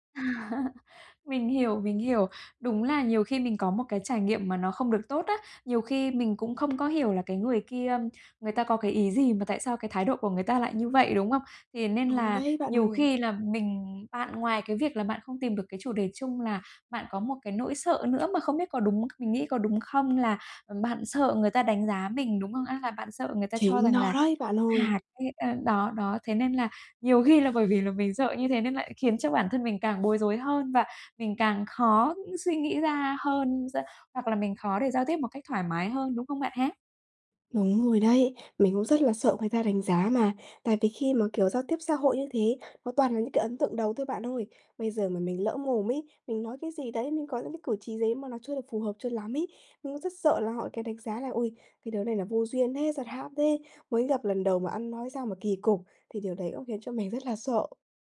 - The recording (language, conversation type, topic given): Vietnamese, advice, Làm sao tôi có thể xây dựng sự tự tin khi giao tiếp trong các tình huống xã hội?
- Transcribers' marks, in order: laughing while speaking: "À"; tapping; other background noise